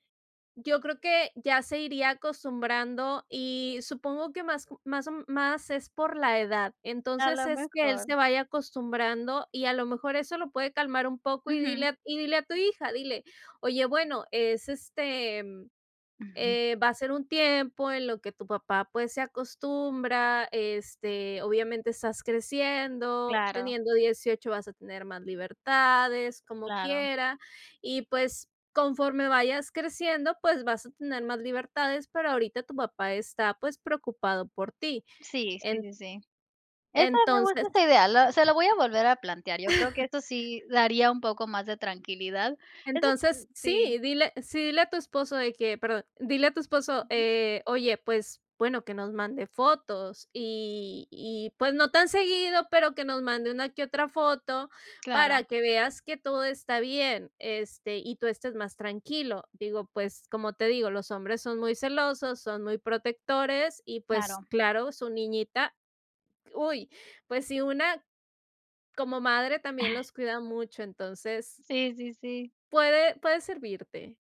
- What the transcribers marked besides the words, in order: chuckle; chuckle; other background noise
- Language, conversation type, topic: Spanish, advice, ¿Cómo puedo manejar las peleas recurrentes con mi pareja sobre la crianza de nuestros hijos?